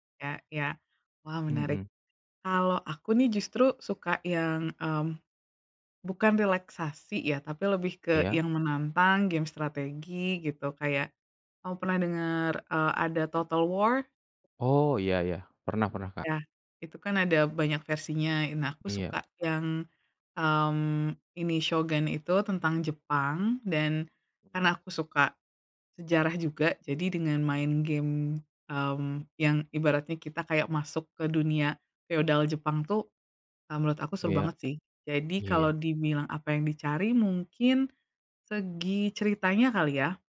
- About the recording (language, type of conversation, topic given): Indonesian, unstructured, Apa yang Anda cari dalam gim video yang bagus?
- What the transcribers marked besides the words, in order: other background noise